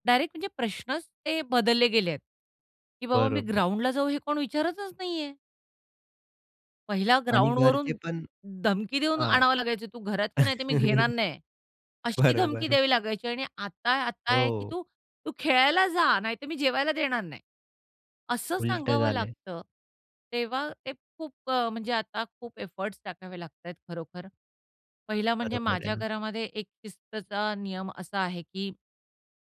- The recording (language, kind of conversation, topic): Marathi, podcast, लहान मुलांसाठी स्क्रीन वापराचे नियम तुम्ही कसे ठरवता?
- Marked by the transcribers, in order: other background noise; surprised: "हे कोण विचारतच नाहीये!"; chuckle; laughing while speaking: "बरोबर"; in English: "एफोर्ट्स"